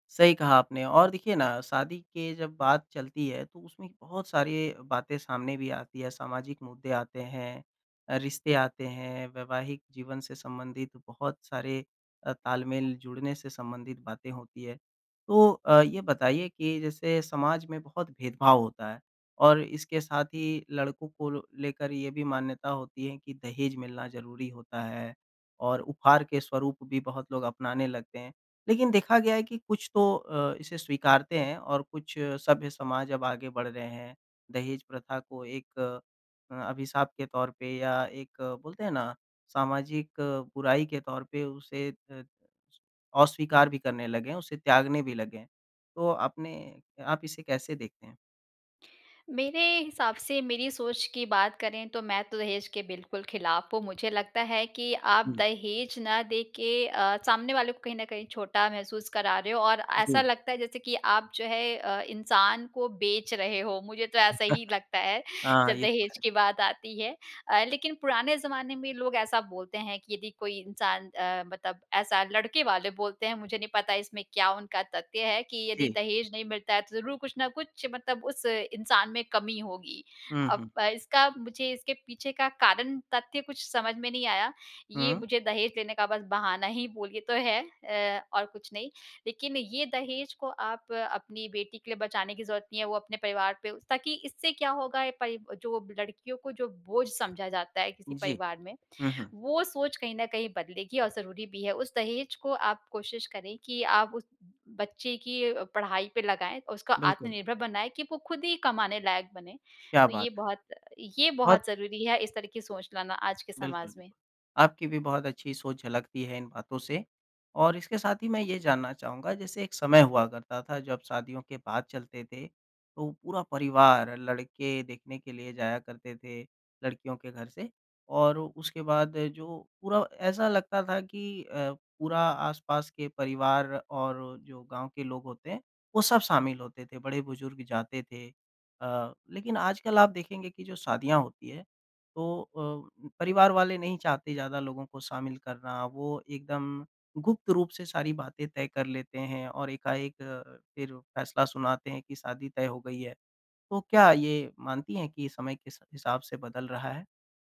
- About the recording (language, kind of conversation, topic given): Hindi, podcast, शादी या रिश्ते को लेकर बड़े फैसले आप कैसे लेते हैं?
- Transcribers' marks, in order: chuckle; other background noise; tapping